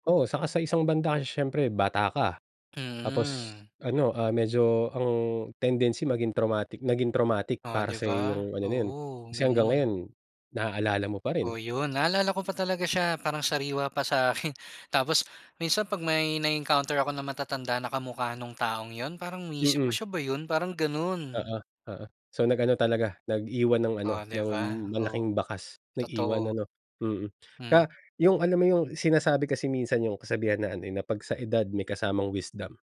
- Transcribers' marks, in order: tapping; laughing while speaking: "akin"
- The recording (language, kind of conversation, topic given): Filipino, podcast, Paano ninyo ipinapakita ang paggalang sa mga matatanda?